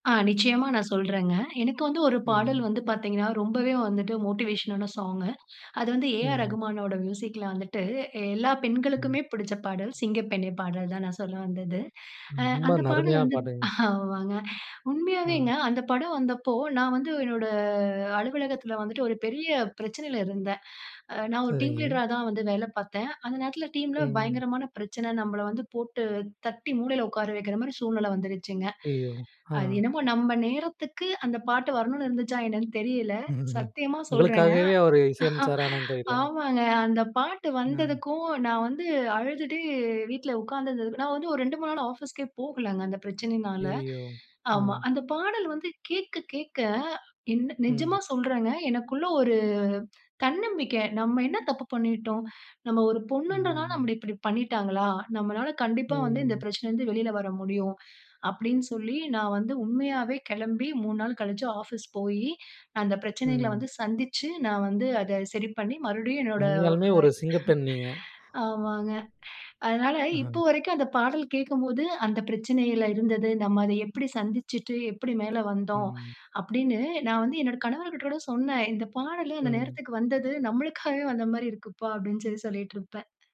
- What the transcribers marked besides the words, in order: in English: "மோட்டிவேஷனான சாங்கு"; inhale; other noise; "அருமையான" said as "நருமையான"; inhale; laughing while speaking: "ஆமாங்க"; inhale; inhale; in English: "டீம் லீடரா"; sad: "ஐயோ!"; inhale; laugh; surprised: "உங்களுக்காகவே அவரு இசையமைச்சரானான்னு தெரியல!"; other background noise; laughing while speaking: "ஆமாங்க"; sad: "ஐயய்யோ!"; inhale; surprised: "அந்த பாடல் வந்து கேட்க கேட்க"; trusting: "நிஜமா சொல்றேங்க, எனக்குள்ள ஒரு தன்னம்பிக்கை … என்னோட ஆமாங்க. அதனால"; inhale; inhale; surprised: "உண்மையாலுமே ஒரு சிங்கப்பெண் நீங்க!"; laughing while speaking: "ஆமாங்க"; inhale; inhale; chuckle; inhale; joyful: "இந்த பாடலே அந்த நேரத்துக்கு வந்தது, நம்மளுக்காவே வந்த மாதிரி இருக்குப்பா அப்படின் சொல்லி சொல்லிட்டிருப்பேன்"; laughing while speaking: "நம்மளுக்காவே வந்த மாதிரி இருக்குப்பா"
- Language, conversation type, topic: Tamil, podcast, உங்களை வேறு இடத்துக்கு கொண்டு செல்கிற மாதிரி உணர வைக்கும் ஒரு பாடல் எது?